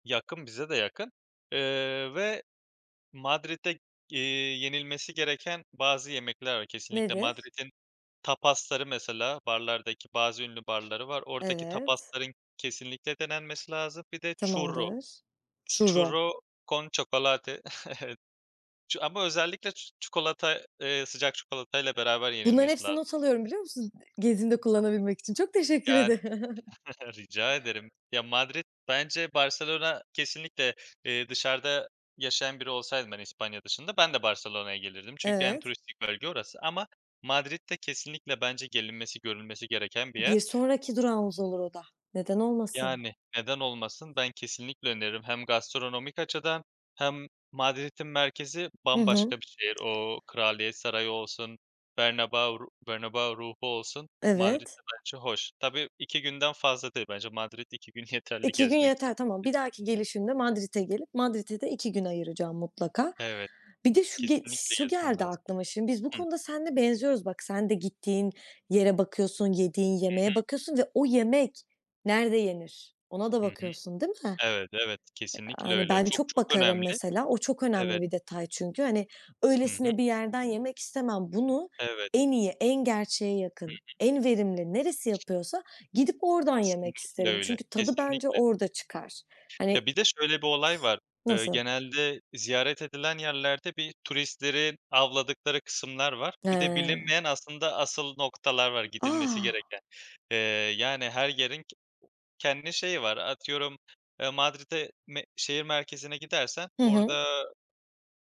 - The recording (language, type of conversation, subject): Turkish, unstructured, Sürpriz bir yemek deneyimi yaşadın mı, nasıl oldu?
- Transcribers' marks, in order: other background noise; in Spanish: "Churro. Churro con chocolate"; in Spanish: "Churro"; laughing while speaking: "Evet"; chuckle; laughing while speaking: "ederim"; chuckle; tapping; laughing while speaking: "yeterli"; unintelligible speech